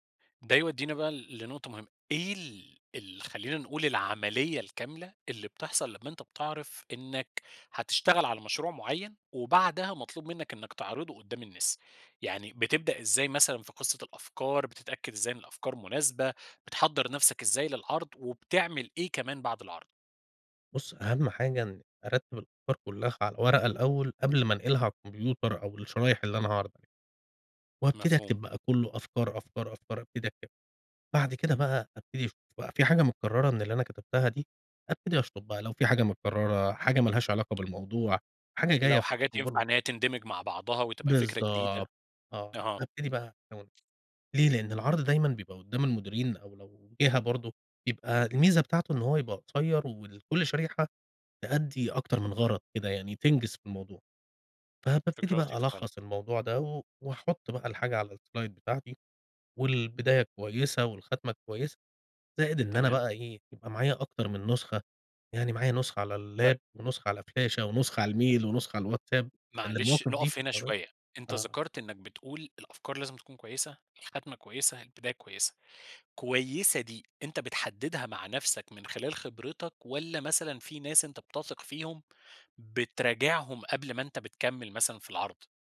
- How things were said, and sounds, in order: unintelligible speech; unintelligible speech; in English: "الSlide"; in English: "اللاب"; in English: "فلاشة"; in English: "الميل"; unintelligible speech
- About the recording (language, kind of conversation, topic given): Arabic, podcast, بتحس بالخوف لما تعرض شغلك قدّام ناس؟ بتتعامل مع ده إزاي؟